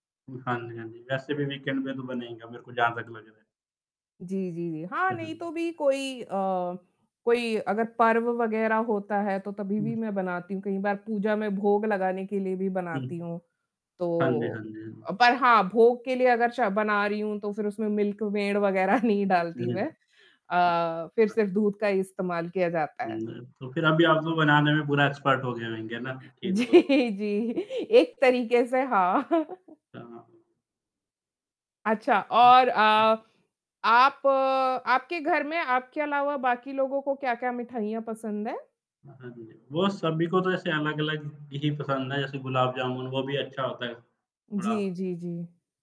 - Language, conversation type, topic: Hindi, unstructured, आपके लिए सबसे यादगार मिठाई खाने का अनुभव कौन सा रहा है?
- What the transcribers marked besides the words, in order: in English: "वीकेंड"; static; unintelligible speech; tapping; laughing while speaking: "वगैरह"; unintelligible speech; in English: "एक्सपर्ट"; laughing while speaking: "जी, जी, एक तरीके से हाँ"; distorted speech; unintelligible speech